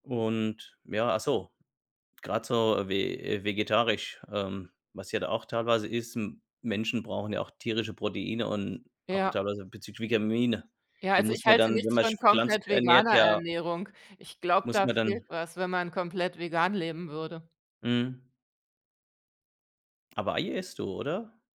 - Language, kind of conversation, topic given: German, unstructured, Welche ausländischen Küchen magst du besonders?
- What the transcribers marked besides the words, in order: none